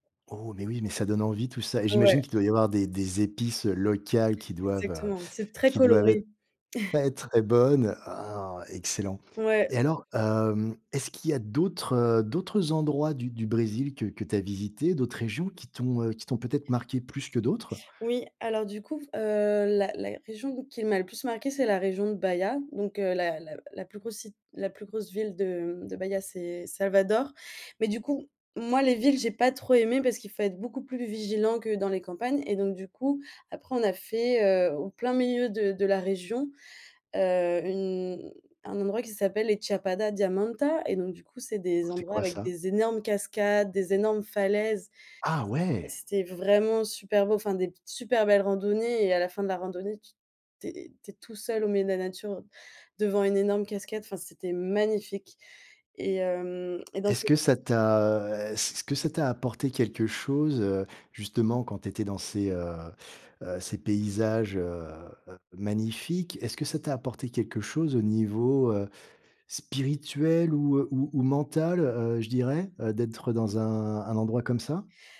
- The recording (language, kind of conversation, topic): French, podcast, Quel est le voyage le plus inoubliable que tu aies fait ?
- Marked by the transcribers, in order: chuckle; "Diamantina" said as "Diamanta"; stressed: "Ah ouais"; unintelligible speech